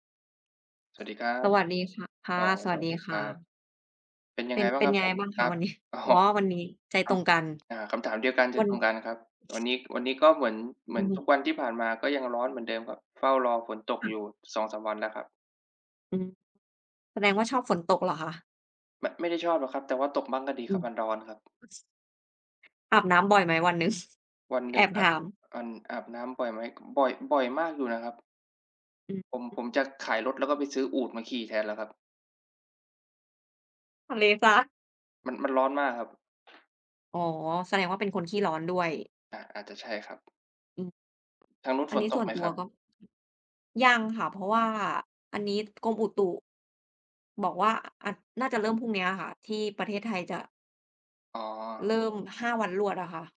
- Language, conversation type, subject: Thai, unstructured, ทำไมคนถึงชอบติดตามดราม่าของดาราในโลกออนไลน์?
- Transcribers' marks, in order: other background noise; tapping